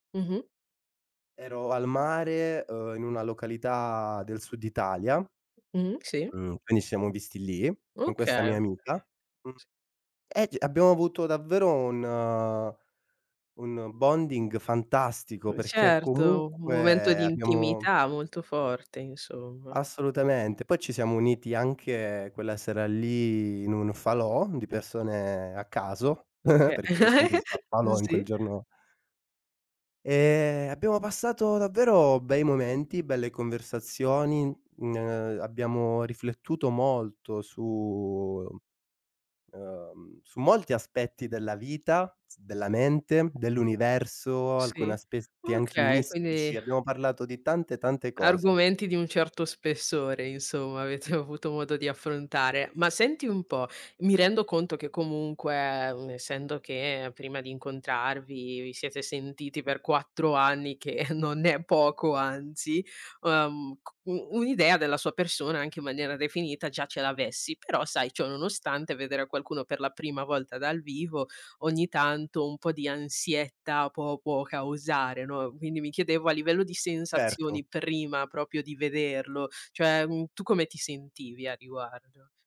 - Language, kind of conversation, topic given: Italian, podcast, Raccontami di una notte sotto le stelle che non scorderai mai?
- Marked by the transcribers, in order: in English: "bonding"; chuckle; laughing while speaking: "avete"; chuckle; "proprio" said as "propio"